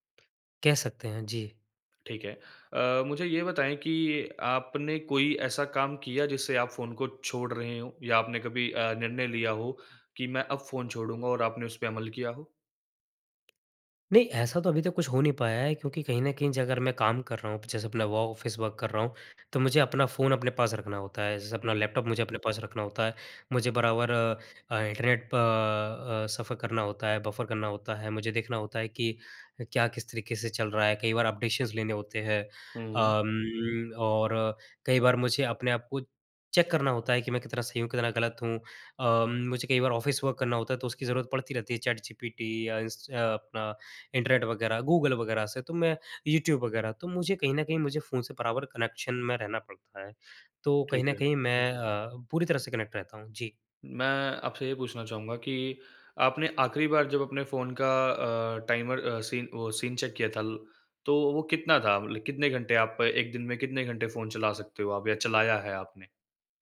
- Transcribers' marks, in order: in English: "ऑफिस वर्क"; in English: "अपडेशंस"; in English: "चेक"; in English: "ऑफिस वर्क"; in English: "कनेक्शन"; in English: "कनेक्ट"; in English: "टाइमर"; in English: "सीन"; in English: "सीन चेक"
- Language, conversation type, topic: Hindi, advice, नोटिफिकेशन और फोन की वजह से आपका ध्यान बार-बार कैसे भटकता है?